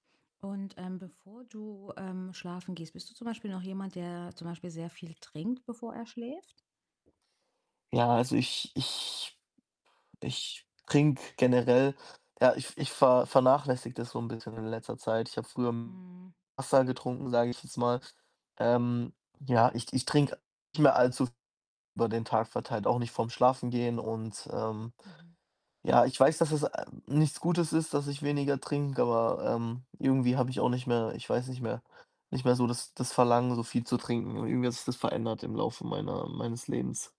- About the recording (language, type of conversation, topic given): German, advice, Wie kann ich häufiges nächtliches Aufwachen und nicht erholsamen Schlaf verbessern?
- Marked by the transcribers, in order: other background noise; static; unintelligible speech; unintelligible speech